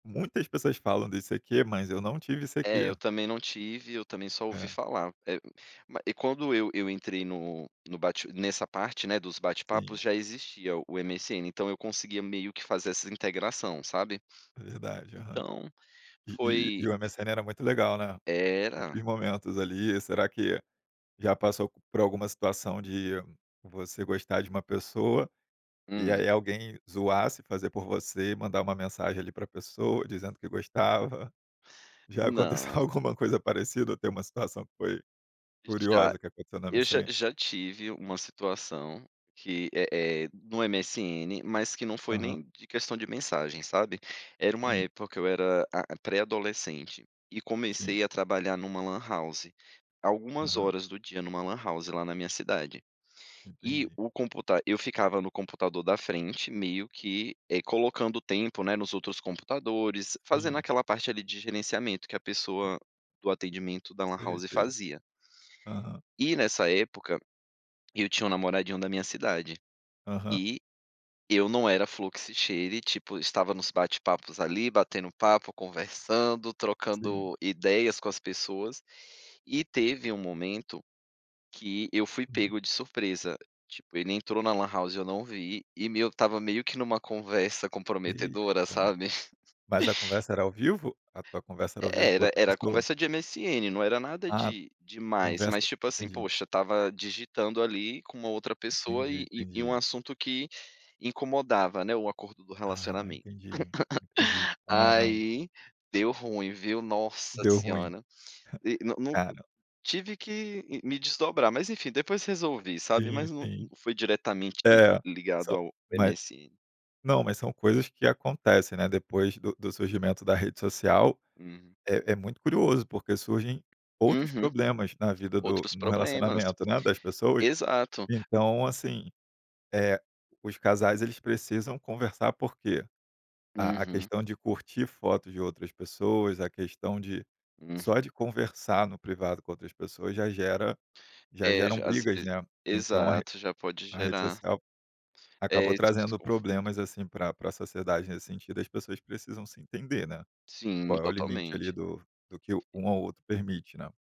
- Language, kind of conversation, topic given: Portuguese, podcast, Como você gerencia o tempo nas redes sociais?
- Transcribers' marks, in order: other background noise; in English: "lan house"; in English: "lan house"; in English: "lan house"; in English: "lan house"; laugh; laugh; chuckle; tapping